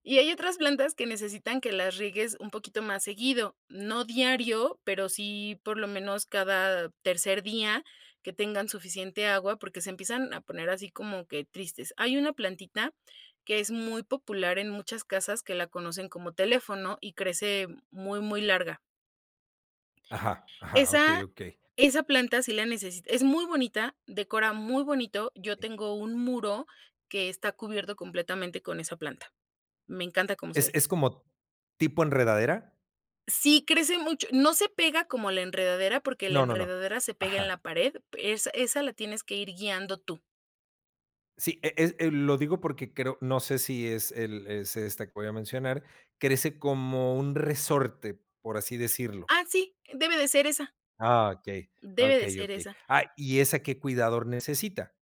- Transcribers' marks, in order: none
- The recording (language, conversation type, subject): Spanish, podcast, ¿Qué descubriste al empezar a cuidar plantas?